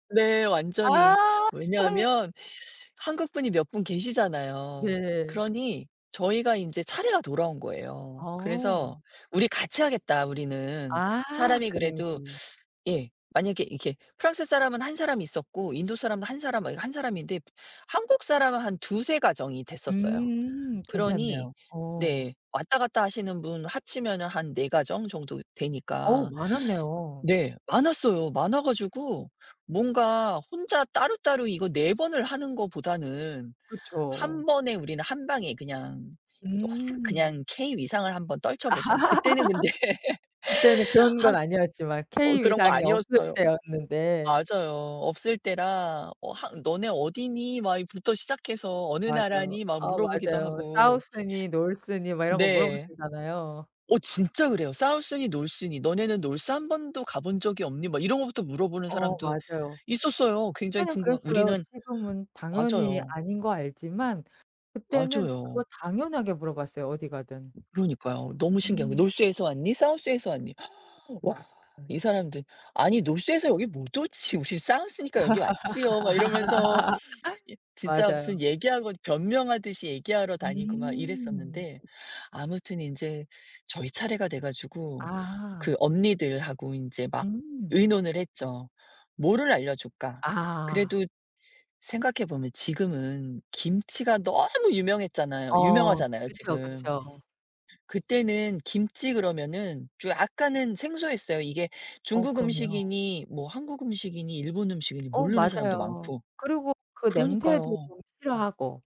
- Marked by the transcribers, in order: laugh; other background noise; tapping; laugh; laughing while speaking: "근데"; in English: "South니 North니"; in English: "South니 North니?"; in English: "North"; in English: "North에서"; in English: "South에서"; inhale; laugh; in English: "North에서"; in English: "South니까"
- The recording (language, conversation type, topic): Korean, podcast, 음식을 통해 문화적 차이를 좁힌 경험이 있으신가요?
- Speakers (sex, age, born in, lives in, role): female, 45-49, South Korea, France, host; female, 50-54, South Korea, United States, guest